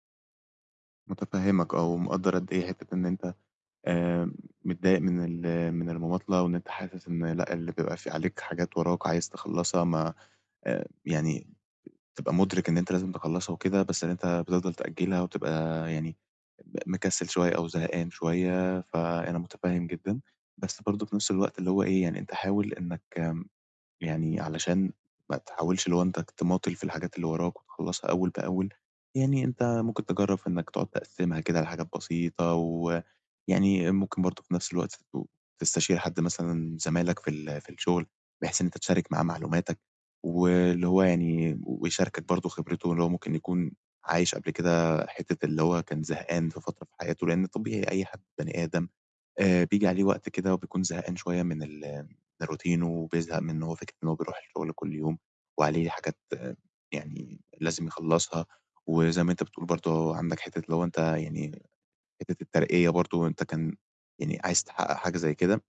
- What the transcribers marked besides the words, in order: in English: "الroutine"
- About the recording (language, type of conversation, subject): Arabic, advice, إزاي أبطل المماطلة وألتزم بمهامي وأنا فعلاً عايز كده؟